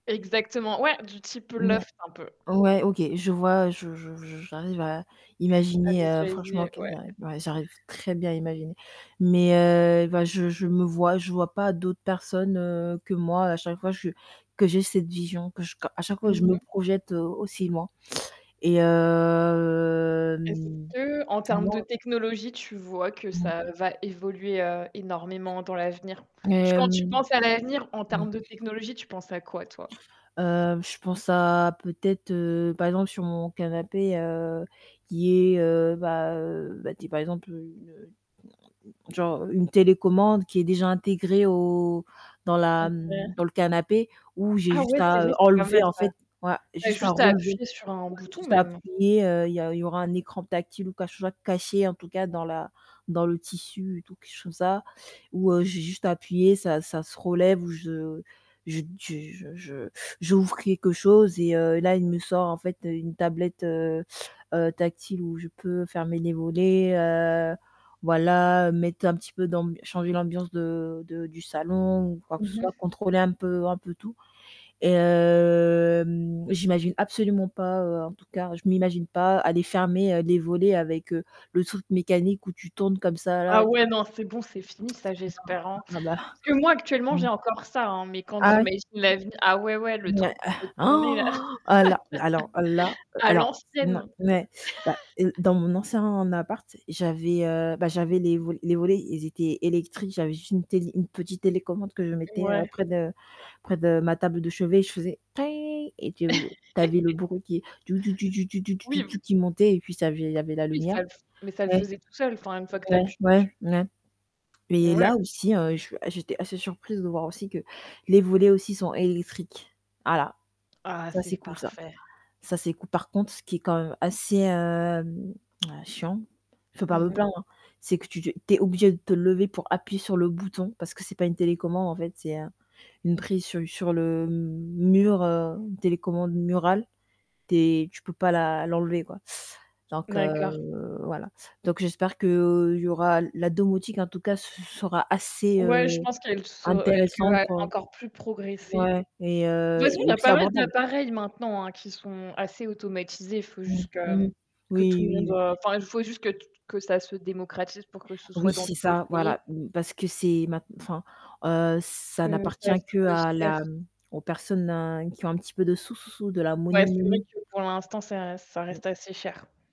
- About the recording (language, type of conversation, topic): French, unstructured, Quelle est votre vision idéale de l’avenir et comment comptez-vous l’atteindre ?
- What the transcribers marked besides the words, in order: static; distorted speech; drawn out: "hem"; drawn out: "hem"; other background noise; gasp; laugh; chuckle; other noise; laugh; tsk; unintelligible speech; in English: "money, money"